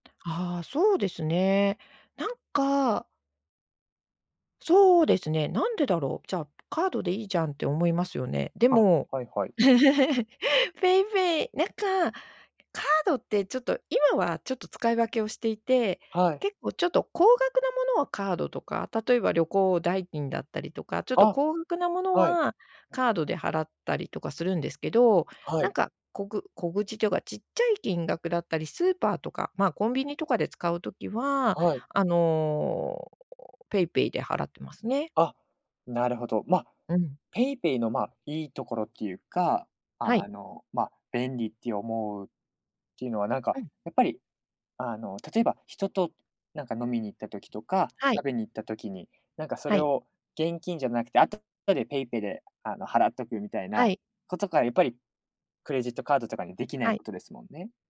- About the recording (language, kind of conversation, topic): Japanese, podcast, キャッシュレス化で日常はどのように変わりましたか？
- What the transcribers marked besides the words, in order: other noise; laugh; other background noise